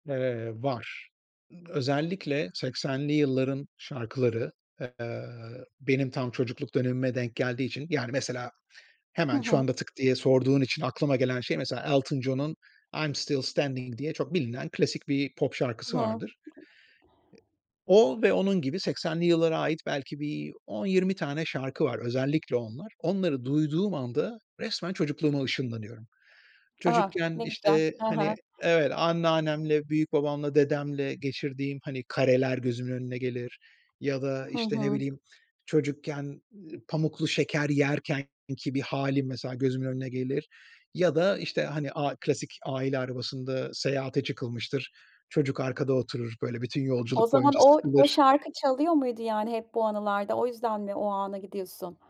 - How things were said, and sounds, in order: other background noise
- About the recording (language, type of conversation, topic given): Turkish, podcast, Müziği ruh halinin bir parçası olarak kullanır mısın?